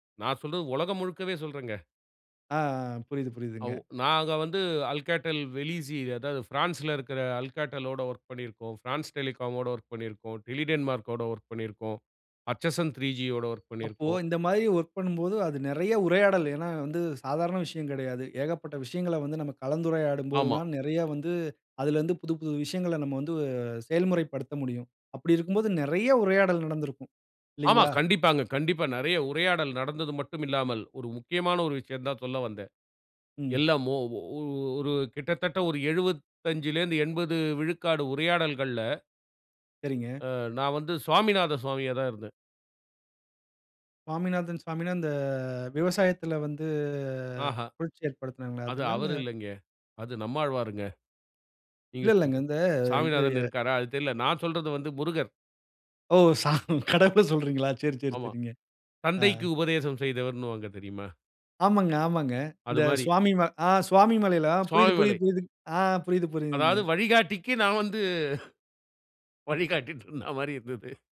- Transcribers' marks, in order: in English: "பிரான்ஸ் Telecom மோட"; in English: "பர்ச்சசன் த்ரீ ஜி"; other background noise; drawn out: "இந்த"; drawn out: "வந்து"; laughing while speaking: "சாமி! கடவுள சொல்றீங்களா!"; laughing while speaking: "வழிகாட்டிட்டுன்னு சொன்ன மாரி இருந்தது"
- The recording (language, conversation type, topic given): Tamil, podcast, வழிகாட்டியுடன் திறந்த உரையாடலை எப்படித் தொடங்குவது?